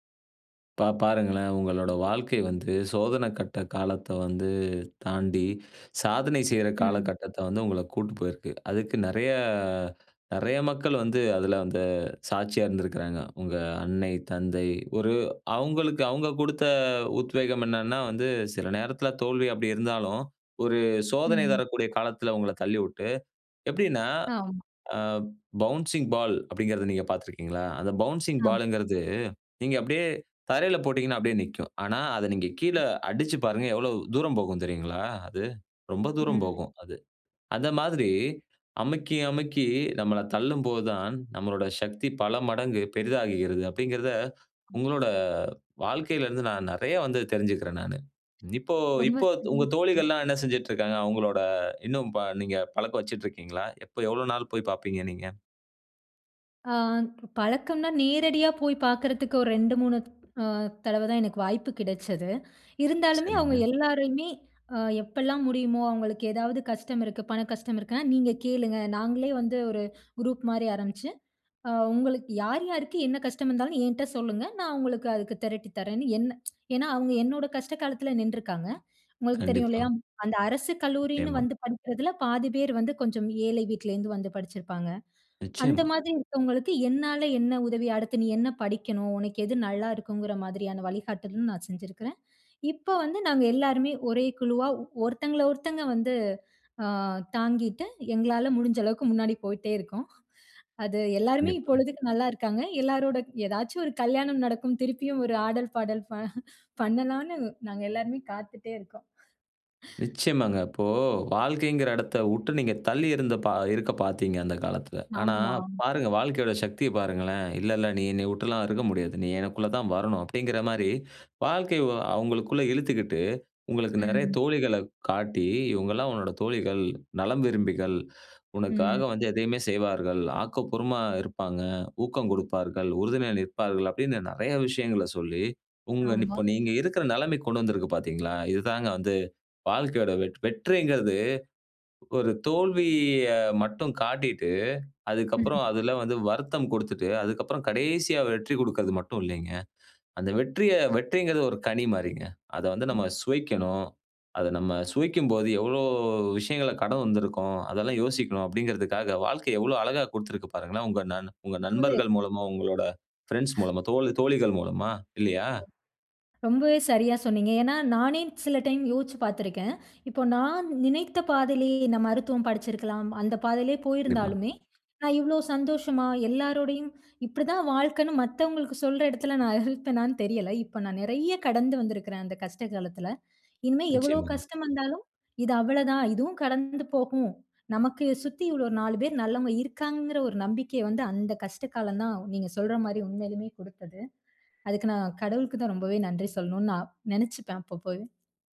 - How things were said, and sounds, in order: in English: "பவுன்சிங் பால்"; in English: "பவுன்சிங் பால்ன்குறது"; tapping; other background noise; "ஆமா" said as "ஏமா"; chuckle; exhale; "இப்போ" said as "நிப்போ"; laughing while speaking: "நான் இருத்தேனானு தெரியல"; "இருப்பேனானு" said as "இருத்தேனானு"
- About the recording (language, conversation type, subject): Tamil, podcast, தோல்வியிலிருந்து நீங்கள் கற்றுக்கொண்ட வாழ்க்கைப் பாடம் என்ன?